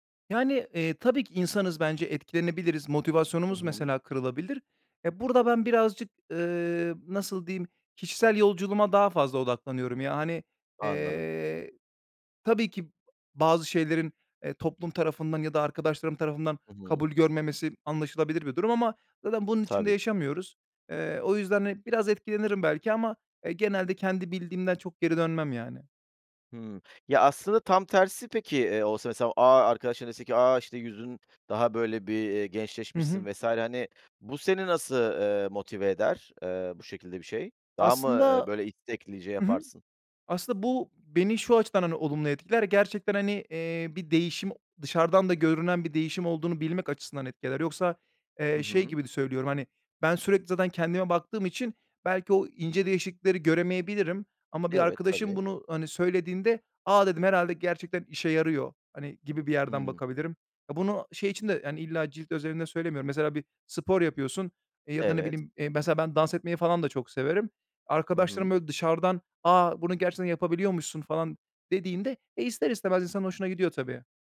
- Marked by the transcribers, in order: other background noise
- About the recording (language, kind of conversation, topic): Turkish, podcast, Yeni bir şeye başlamak isteyenlere ne önerirsiniz?
- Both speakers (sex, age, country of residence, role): male, 30-34, Bulgaria, guest; male, 40-44, Greece, host